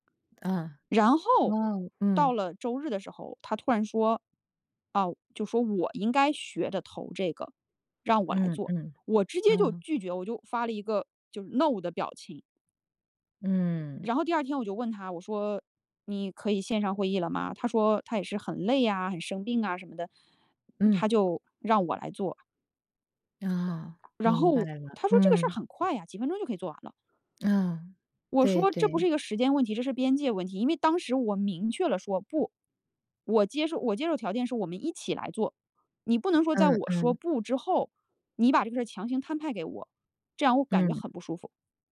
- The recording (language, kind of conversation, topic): Chinese, advice, 如何建立清晰的團隊角色與責任，並提升協作效率？
- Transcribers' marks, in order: other background noise